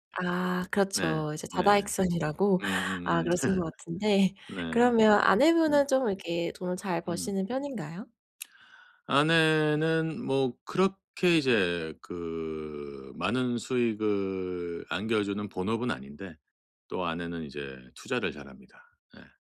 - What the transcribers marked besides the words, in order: laugh
- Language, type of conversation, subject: Korean, advice, 가족과 커리어 중 무엇을 우선해야 할까요?